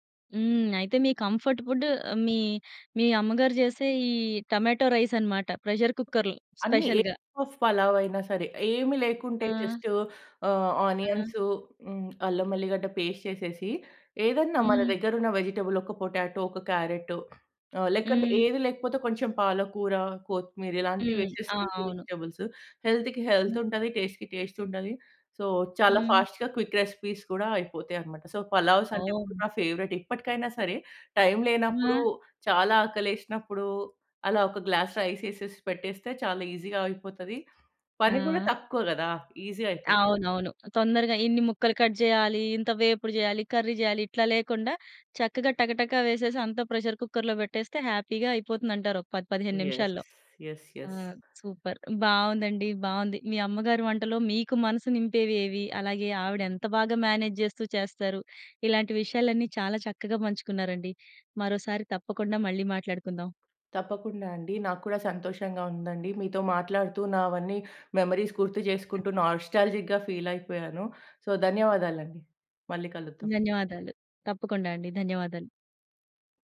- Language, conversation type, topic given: Telugu, podcast, అమ్మ వంటల్లో మనసు నిండేలా చేసే వంటకాలు ఏవి?
- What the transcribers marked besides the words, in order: in English: "కంఫర్ట్ ఫుడ్"; in English: "టమేటో"; in English: "ప్రెజర్ కుక్కర్‌లో స్పెషల్‌గా"; in English: "పేస్ట్"; in English: "వెజిటబుల్"; in English: "పొటాటో"; in English: "లీఫీ వెజిటబుల్స్. హెల్త్‌కి"; in English: "సో"; in English: "ఫాస్ట్‌గా క్విక్ రెసిపీస్"; in English: "సో"; in English: "ఫేవరెట్"; in English: "గ్లాస్"; in English: "ఈజీగా"; in English: "ఈజీ"; in English: "కట్"; in English: "కర్రీ"; in English: "ప్రెజర్ కుక్కర్‌లో"; in English: "హ్యాపీ‌గా"; in English: "యెస్. యెస్. యెస్"; in English: "సూపర్"; in English: "మెమోరీస్"; other noise; in English: "నాస్టాల్జిక్‌గా"; in English: "సో"